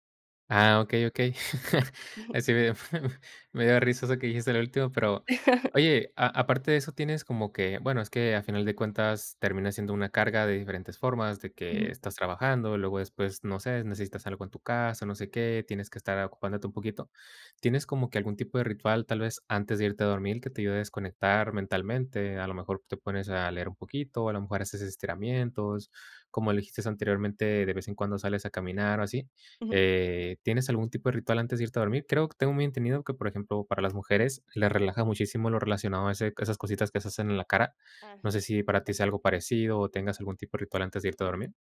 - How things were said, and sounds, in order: laugh; laughing while speaking: "Ahora si me dio"; laugh; giggle; chuckle; unintelligible speech
- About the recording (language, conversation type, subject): Spanish, podcast, ¿Qué estrategias usas para evitar el agotamiento en casa?